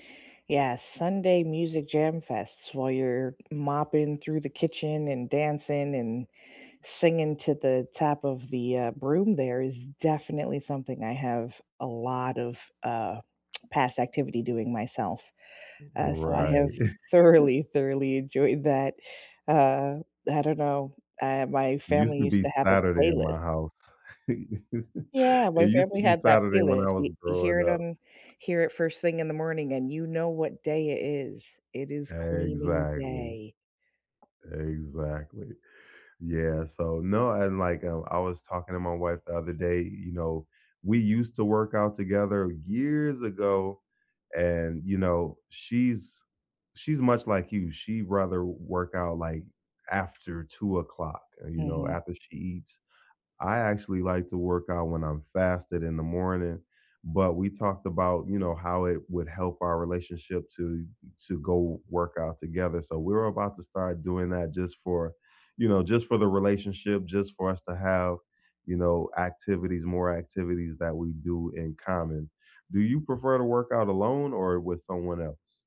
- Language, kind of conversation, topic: English, unstructured, Have you noticed how exercise affects your mood throughout the day?
- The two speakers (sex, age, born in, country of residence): female, 35-39, United States, United States; male, 50-54, United States, United States
- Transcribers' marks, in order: other background noise; tapping; laughing while speaking: "thoroughly"; chuckle; chuckle; stressed: "years"